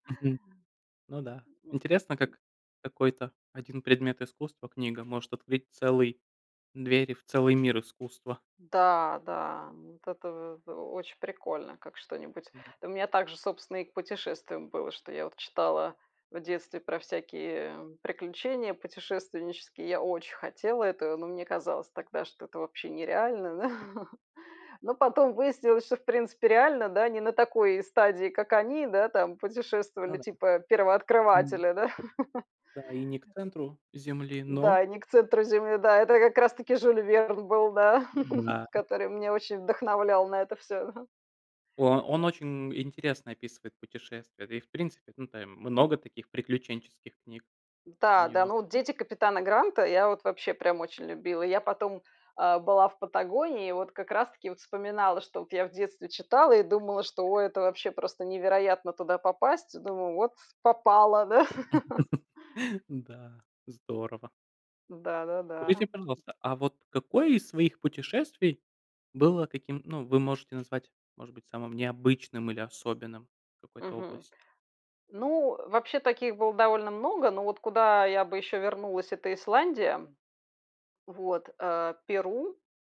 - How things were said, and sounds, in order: other noise; chuckle; chuckle; tapping; chuckle; other background noise; laugh
- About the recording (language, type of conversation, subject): Russian, unstructured, Что тебе больше всего нравится в твоём увлечении?